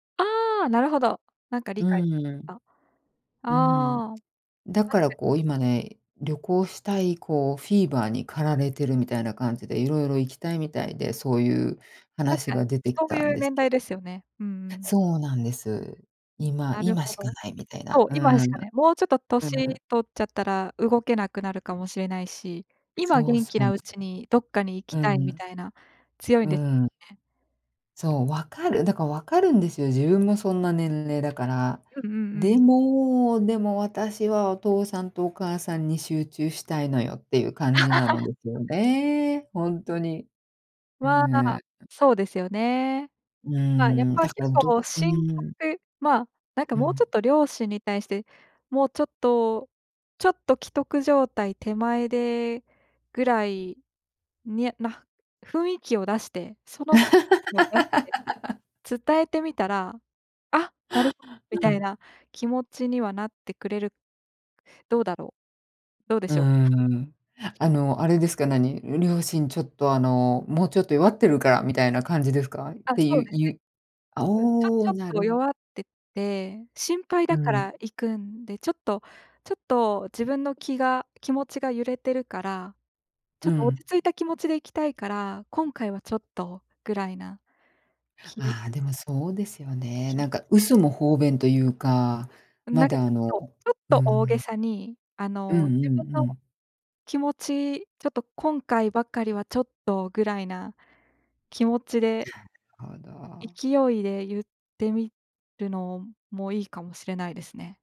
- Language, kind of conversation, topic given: Japanese, advice, 友人との境界線をはっきり伝えるにはどうすればよいですか？
- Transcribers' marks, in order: put-on voice: "でも私はお父さんとお母さんに集中したいのよ"; laugh; laugh; laugh; other noise